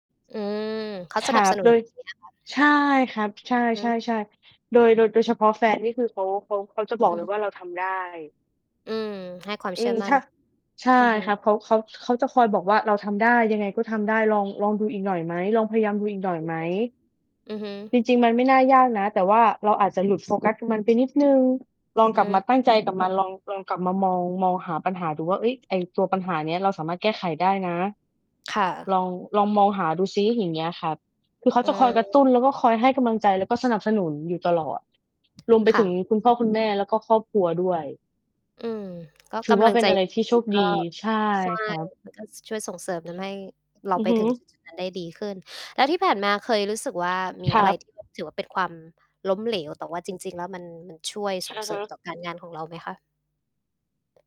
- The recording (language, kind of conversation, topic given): Thai, unstructured, อะไรคือปัจจัยที่ทำให้คนประสบความสำเร็จในอาชีพ?
- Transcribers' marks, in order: static; distorted speech; wind; mechanical hum; unintelligible speech